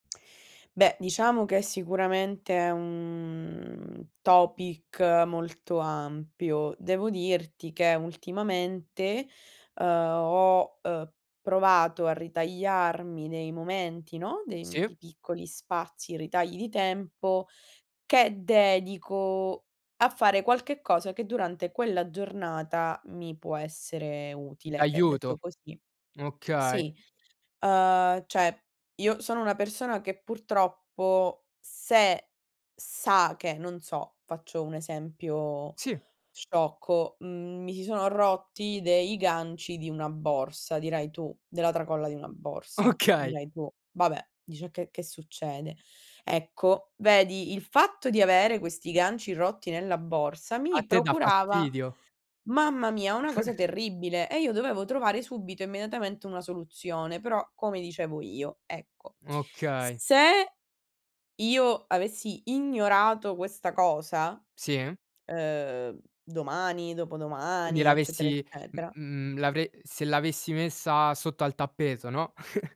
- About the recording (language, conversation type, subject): Italian, podcast, Cosa fai per gestire lo stress nella vita di tutti i giorni?
- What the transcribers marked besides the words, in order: drawn out: "un"; in English: "topic"; tapping; "cioè" said as "ceh"; laughing while speaking: "Okay"; chuckle; chuckle